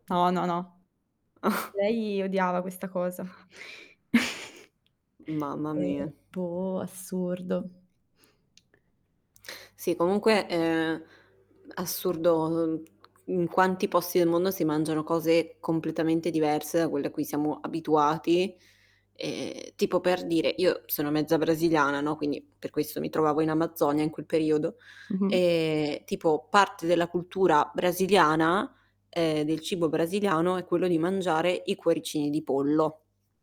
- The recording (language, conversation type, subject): Italian, unstructured, Qual è stato il pasto più strano che tu abbia mai mangiato?
- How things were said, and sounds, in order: mechanical hum; chuckle; chuckle; tapping; other background noise